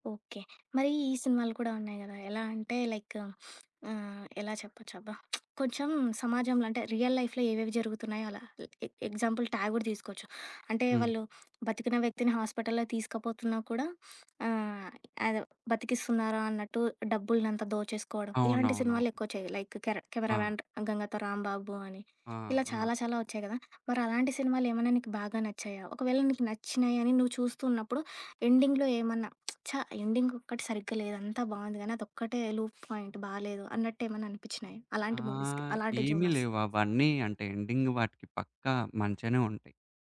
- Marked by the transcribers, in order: in English: "లైక్"; lip smack; in English: "రియల్ లైఫ్‌లో"; in English: "ఎగ్జాంపుల్"; in English: "లైక్"; in English: "ఎండింగ్‌లో"; lip smack; in English: "ఎండింగ్"; in English: "లూప్ పాయింట్"; other background noise; in English: "మూవీస్‌కి"; in English: "జోనర్స్?"; in English: "ఎండింగ్"
- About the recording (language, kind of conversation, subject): Telugu, podcast, సినిమా ముగింపు ప్రేక్షకుడికి సంతృప్తిగా అనిపించాలంటే ఏమేం విషయాలు దృష్టిలో పెట్టుకోవాలి?